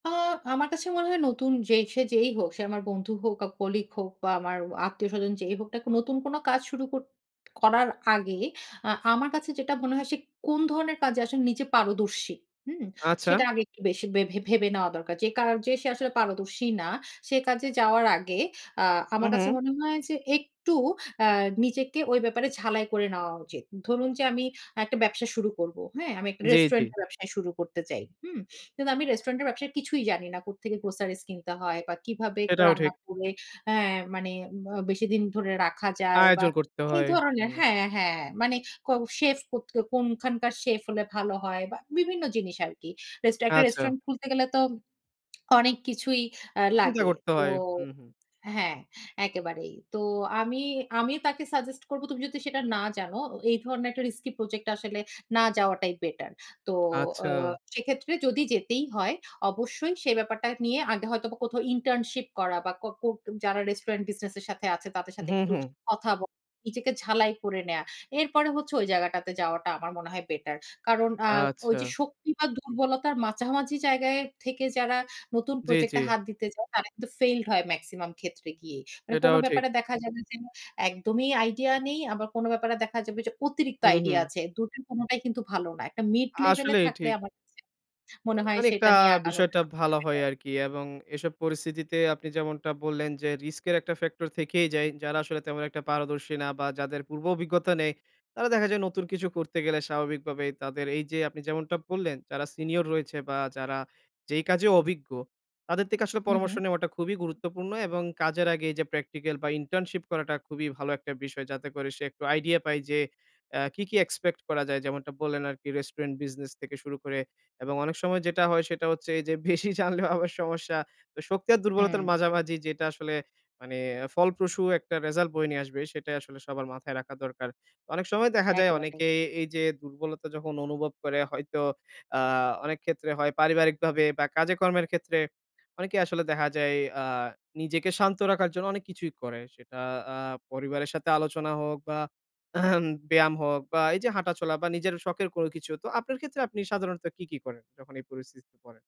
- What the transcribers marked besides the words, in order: other background noise; lip smack; laughing while speaking: "বেশি জানলেও আবার সমস্যা"; throat clearing
- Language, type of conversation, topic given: Bengali, podcast, তুমি নিজের শক্তি ও দুর্বলতা কীভাবে বুঝতে পারো?